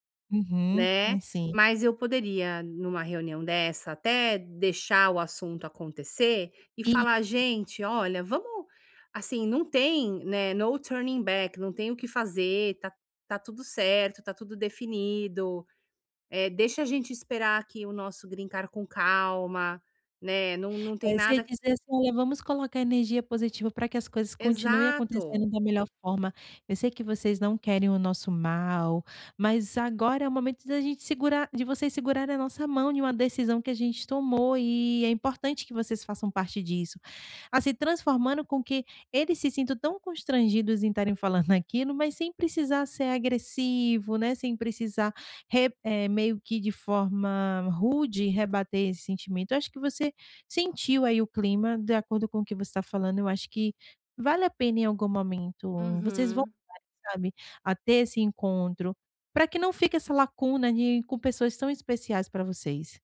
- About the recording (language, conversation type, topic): Portuguese, advice, Como posso lidar com críticas constantes de familiares sem me magoar?
- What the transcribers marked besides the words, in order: tapping; in English: "no turning back"